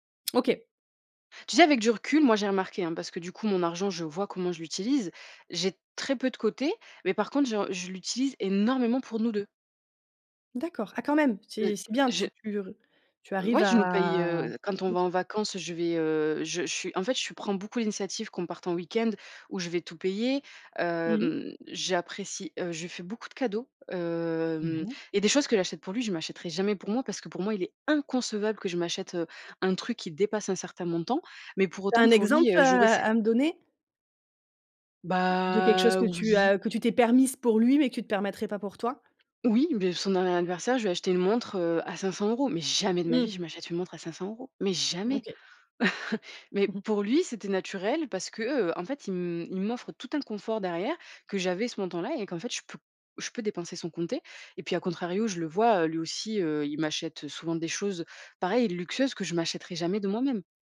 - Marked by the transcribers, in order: stressed: "énormément"; stressed: "inconcevable"; drawn out: "Bah"; other background noise; stressed: "jamais"; chuckle
- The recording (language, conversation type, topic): French, podcast, Comment gères-tu le partage des tâches à la maison ?